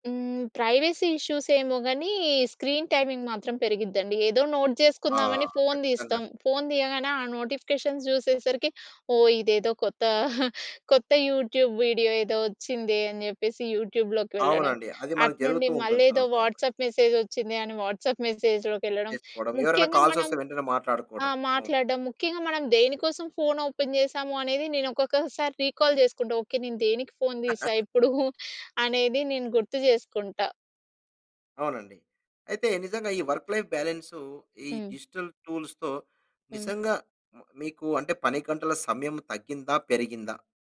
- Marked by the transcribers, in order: in English: "ప్రైవసీ ఇష్యూస్"; in English: "స్క్రీన్ టైమింగ్"; in English: "నోట్"; in English: "నోటిఫికేషన్స్"; giggle; in English: "యూట్యూబ్"; in English: "యూట్యూబ్‌లోకి"; in English: "వాట్సాప్ మెసేజ్"; in English: "కాల్స్"; in English: "ఓపెన్"; in English: "రీకాల్"; chuckle; giggle; in English: "వర్క్ లైఫ్"; in English: "డిజిటల్ టూల్స్‌తో"
- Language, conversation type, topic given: Telugu, podcast, వర్క్-లైఫ్ బ్యాలెన్స్ కోసం డిజిటల్ టూల్స్ ఎలా సహాయ పడతాయి?